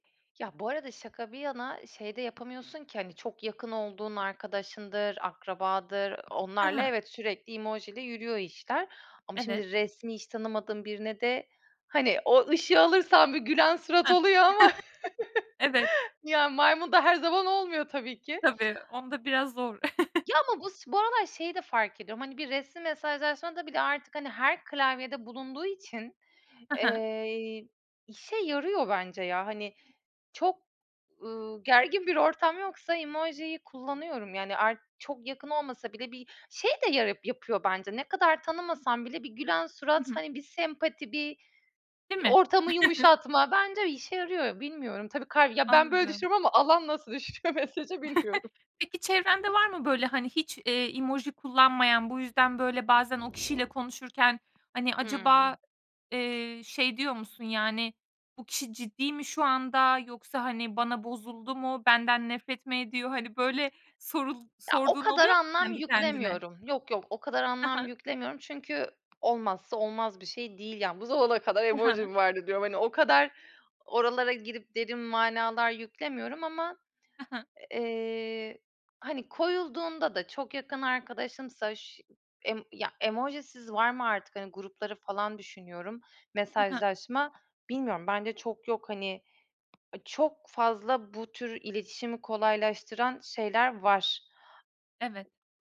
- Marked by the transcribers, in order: other background noise; tapping; joyful: "gülen surat oluyor ama, ya, maymun da her zaman olmuyor tabii ki"; chuckle; chuckle; laughing while speaking: "düşünüyor mesajı bilmiyorum"; chuckle; tsk
- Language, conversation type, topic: Turkish, podcast, Uzak mesafeden mesajlaşırken duygularını nasıl ifade edersin?